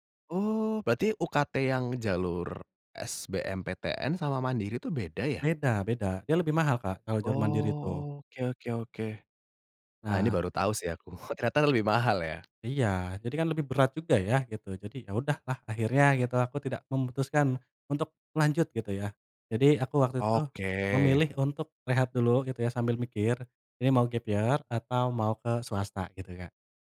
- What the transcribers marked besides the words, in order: drawn out: "Oke"; chuckle; in English: "gap-year"
- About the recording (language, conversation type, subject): Indonesian, podcast, Bagaimana kamu bangkit setelah mengalami kegagalan besar?